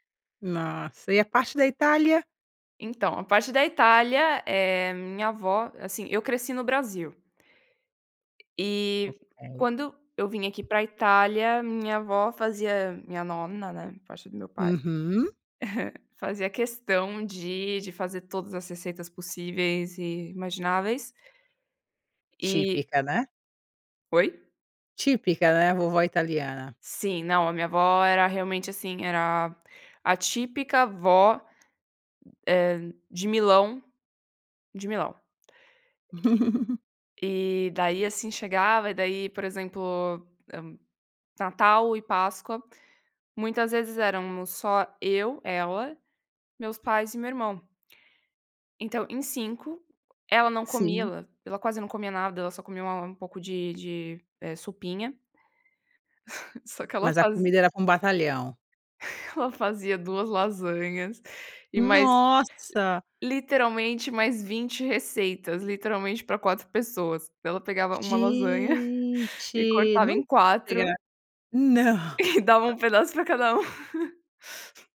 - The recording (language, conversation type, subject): Portuguese, podcast, Tem alguma receita de família que virou ritual?
- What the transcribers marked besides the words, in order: tapping; chuckle; chuckle; drawn out: "Gente"; chuckle; laugh